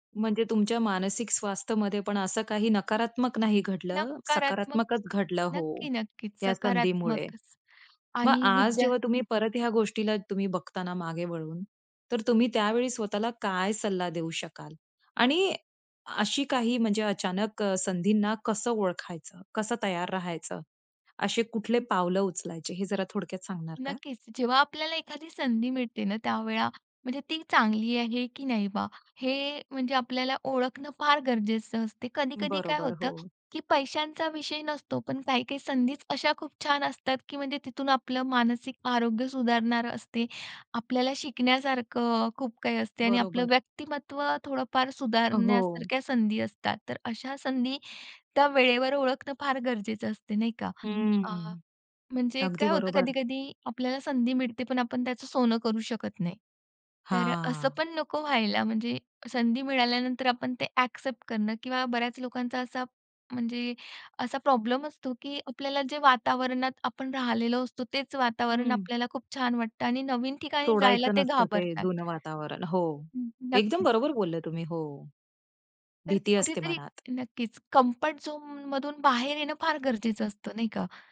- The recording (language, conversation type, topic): Marathi, podcast, अचानक मिळालेल्या संधीने तुमचं करिअर कसं बदललं?
- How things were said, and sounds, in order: drawn out: "हां"; in English: "कम्फर्ट झोनमधून"